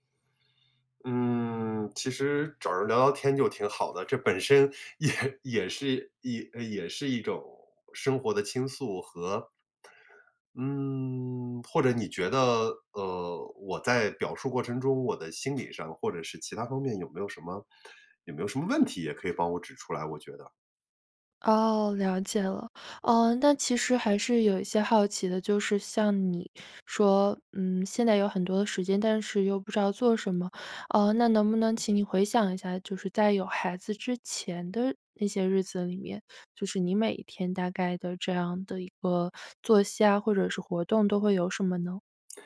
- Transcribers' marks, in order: other background noise; laughing while speaking: "也"; drawn out: "嗯"
- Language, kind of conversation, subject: Chinese, advice, 子女离家后，空巢期的孤独感该如何面对并重建自己的生活？